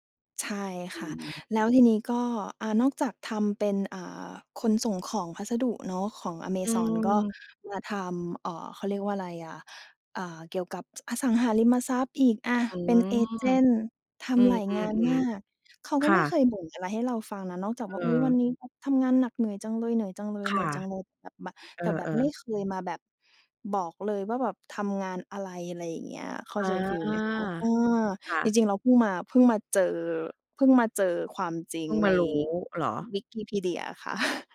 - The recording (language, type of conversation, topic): Thai, podcast, ความสัมพันธ์แบบไหนที่ช่วยเติมความหมายให้ชีวิตคุณ?
- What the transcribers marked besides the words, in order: chuckle